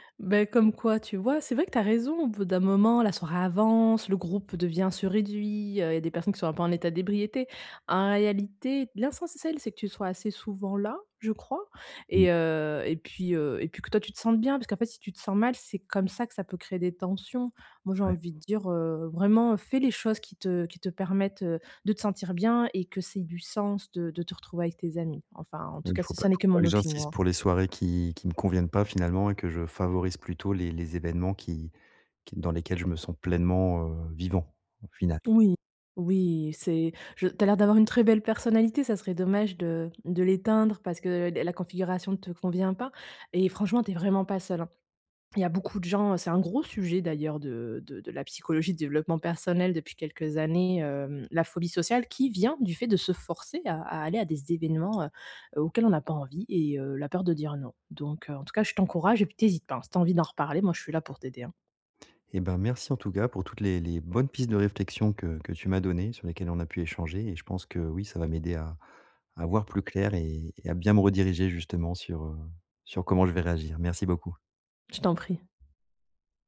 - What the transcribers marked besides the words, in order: "l'essentiel" said as "l'insensentiel"; other background noise; stressed: "gros"
- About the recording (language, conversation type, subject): French, advice, Comment puis-je me sentir moins isolé(e) lors des soirées et des fêtes ?